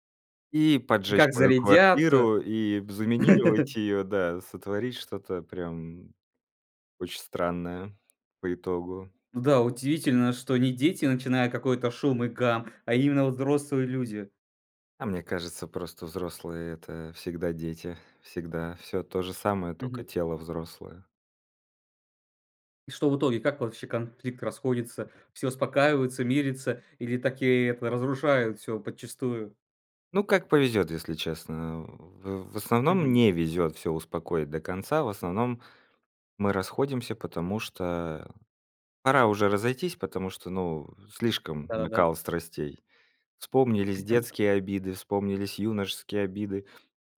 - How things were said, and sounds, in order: laugh; other noise
- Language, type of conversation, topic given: Russian, podcast, Как обычно проходят разговоры за большим семейным столом у вас?